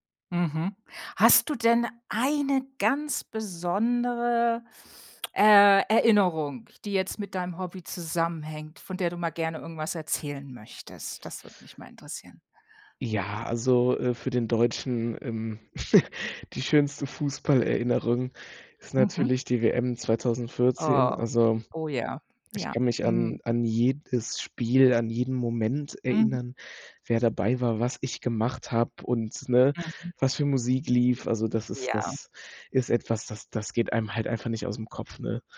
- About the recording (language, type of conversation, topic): German, podcast, Erzähl mal, wie du zu deinem liebsten Hobby gekommen bist?
- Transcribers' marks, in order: stressed: "eine"; chuckle